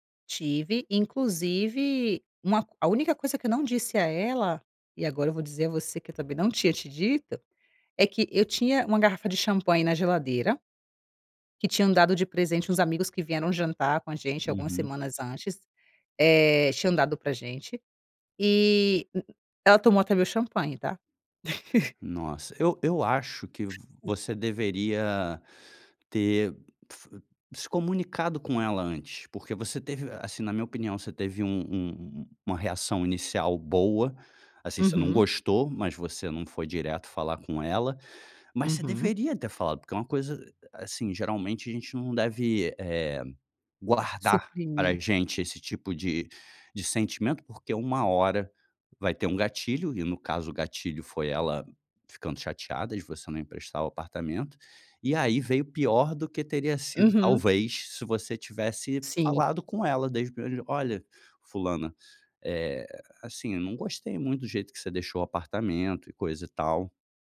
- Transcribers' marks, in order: giggle; other background noise; other noise
- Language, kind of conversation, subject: Portuguese, advice, Como devo confrontar um amigo sobre um comportamento incômodo?